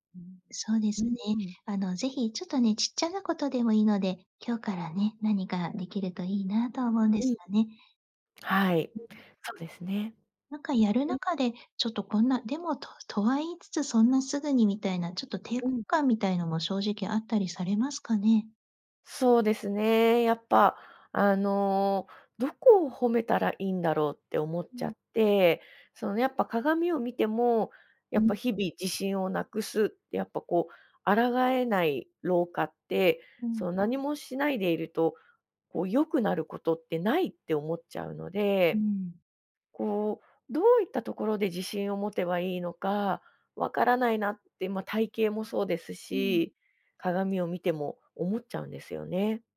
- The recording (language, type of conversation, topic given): Japanese, advice, 体型や見た目について自分を低く評価してしまうのはなぜですか？
- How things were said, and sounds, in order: other background noise